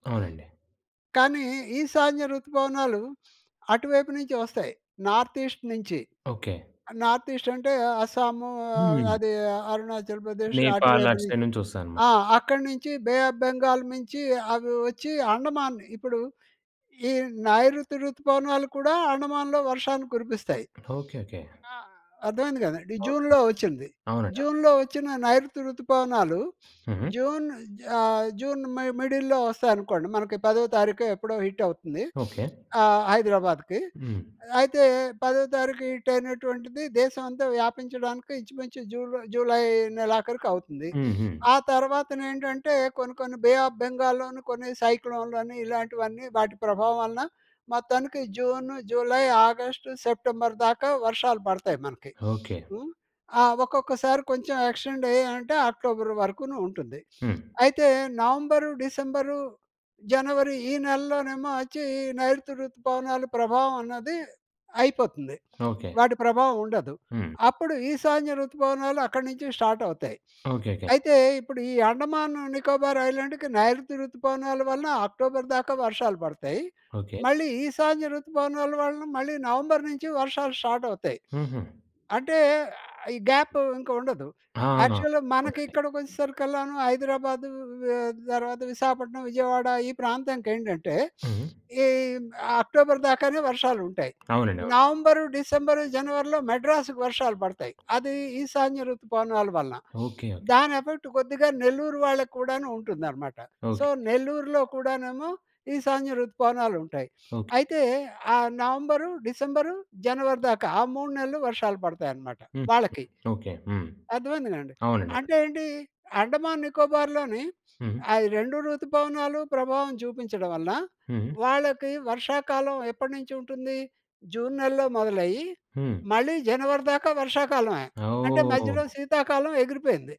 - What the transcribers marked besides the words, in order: in English: "నార్త్ ఈస్ట్"; in English: "నార్త్"; in English: "సైడ్"; sniff; tapping; sniff; sniff; sniff; in English: "ఐలాండ్‌కి"; in English: "గ్యాప్"; in English: "యాక్చువల్‌గా"; sniff; sniff; in English: "ఎఫెక్ట్"; in English: "సో"; other noise
- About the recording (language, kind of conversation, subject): Telugu, podcast, మీ చిన్నతనంలో వేసవికాలం ఎలా గడిచేది?